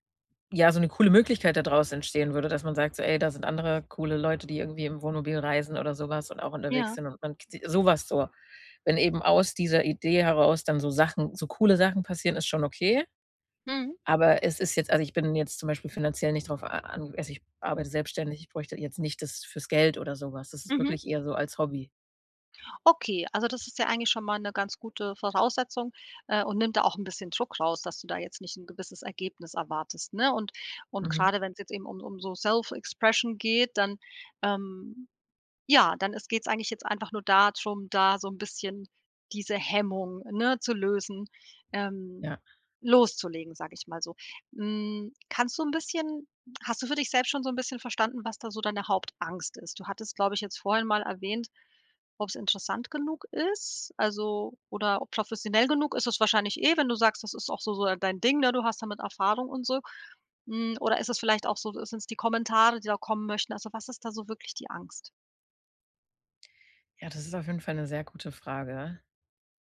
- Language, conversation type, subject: German, advice, Wann fühlst du dich unsicher, deine Hobbys oder Interessen offen zu zeigen?
- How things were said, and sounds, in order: other background noise; in English: "Self-Expression"